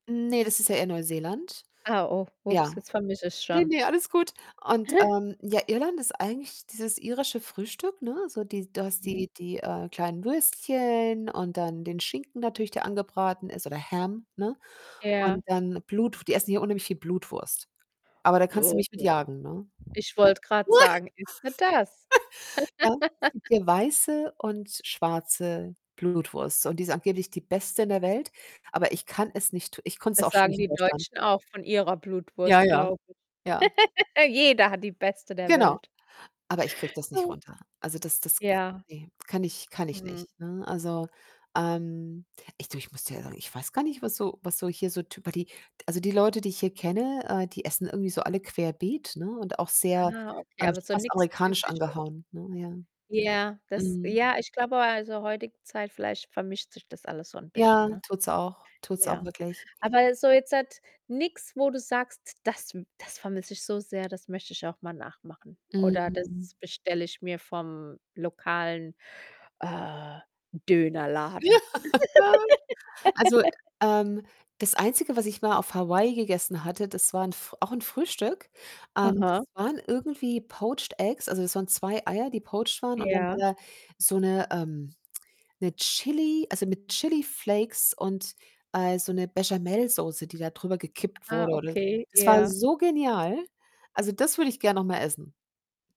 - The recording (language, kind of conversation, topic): German, podcast, Was nimmst du von einer Reise mit nach Hause, wenn du keine Souvenirs kaufst?
- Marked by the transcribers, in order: distorted speech; chuckle; in English: "Ham"; laugh; laugh; other background noise; laughing while speaking: "Ja"; laugh; in English: "poached Eggs"; in English: "poached"